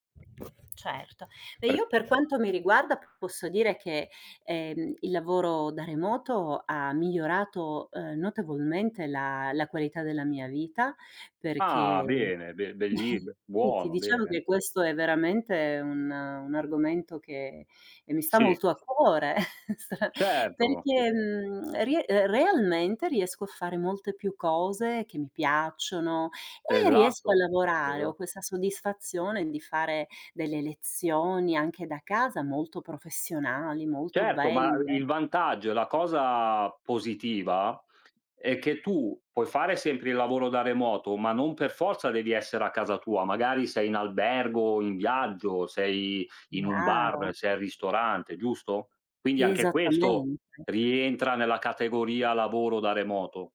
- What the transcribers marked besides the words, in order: other background noise; tapping; chuckle; unintelligible speech; chuckle; laughing while speaking: "sta"; lip smack; unintelligible speech
- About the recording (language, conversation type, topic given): Italian, unstructured, Qual è la tua opinione sul lavoro da remoto dopo la pandemia?
- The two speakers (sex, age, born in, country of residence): female, 50-54, Italy, United States; male, 40-44, Italy, Italy